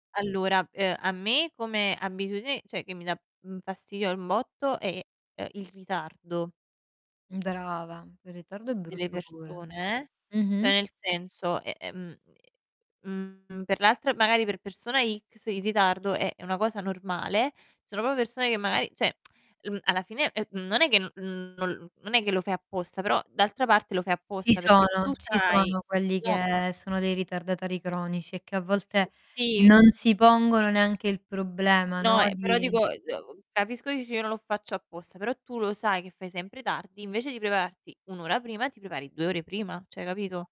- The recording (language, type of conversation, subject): Italian, unstructured, Qual è l’abitudine delle persone che trovi più fastidiosa?
- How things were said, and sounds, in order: distorted speech; "cioè" said as "ceh"; "proprio" said as "popo"; "cioè" said as "ceh"; tsk; tsk; other background noise; "cioè" said as "ceh"